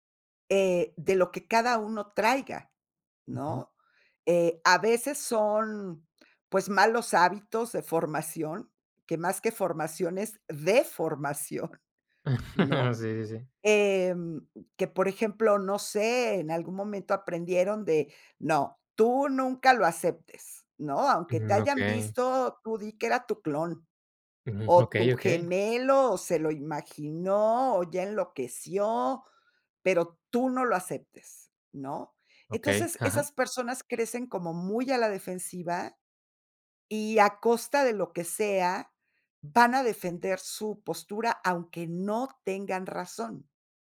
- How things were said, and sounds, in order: laughing while speaking: "deformación"; chuckle
- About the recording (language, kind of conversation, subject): Spanish, podcast, ¿Qué papel juega la vulnerabilidad al comunicarnos con claridad?